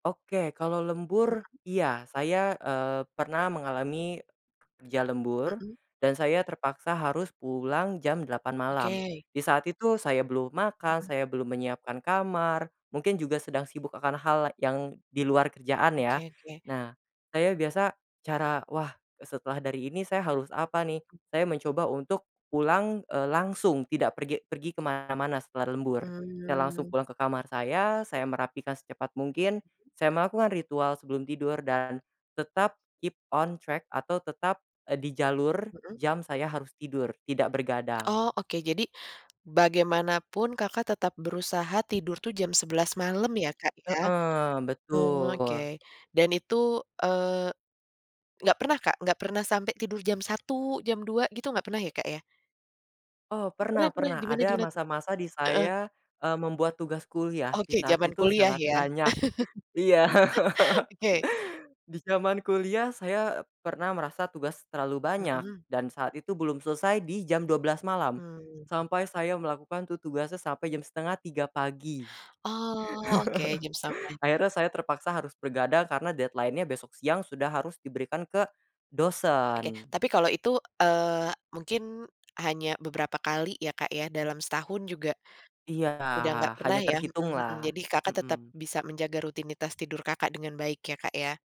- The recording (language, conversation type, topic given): Indonesian, podcast, Bisa ceritakan rutinitas tidur seperti apa yang membuat kamu bangun terasa segar?
- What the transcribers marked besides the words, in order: other background noise; in English: "keep on track"; laugh; chuckle; tapping; chuckle; in English: "deadline-nya"